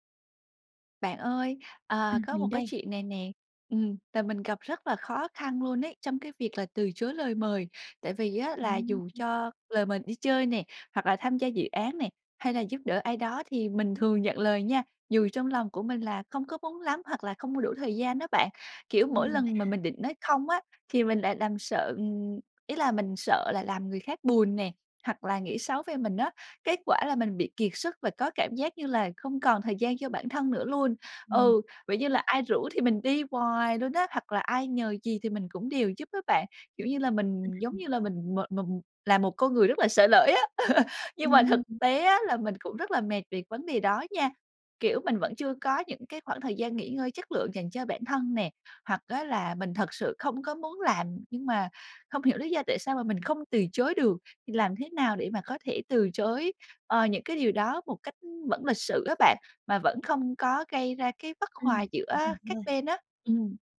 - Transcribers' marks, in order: tapping; other background noise; chuckle
- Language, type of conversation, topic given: Vietnamese, advice, Làm thế nào để lịch sự từ chối lời mời?